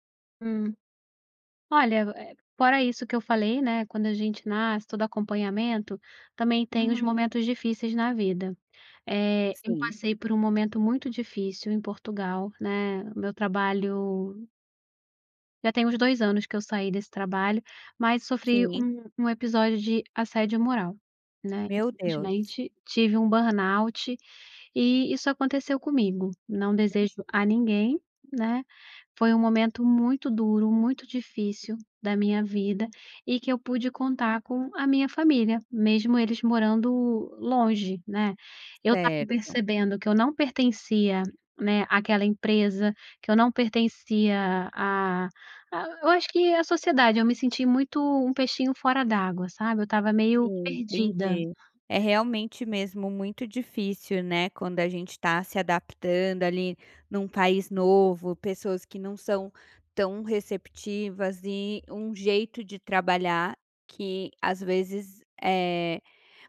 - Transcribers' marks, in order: none
- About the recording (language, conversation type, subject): Portuguese, podcast, Qual é o papel da família no seu sentimento de pertencimento?